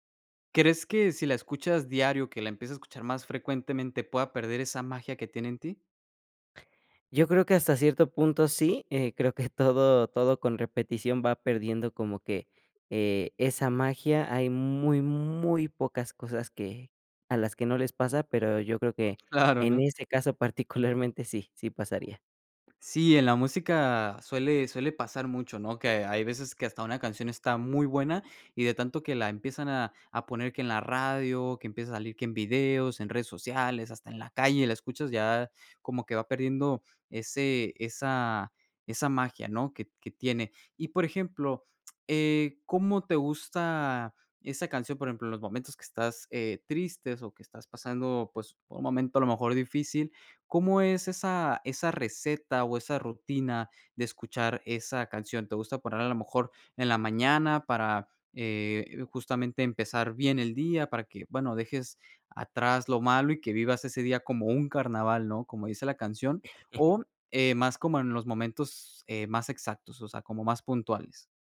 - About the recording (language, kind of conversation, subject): Spanish, podcast, ¿Qué canción te pone de buen humor al instante?
- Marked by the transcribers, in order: tapping; other background noise; other noise; chuckle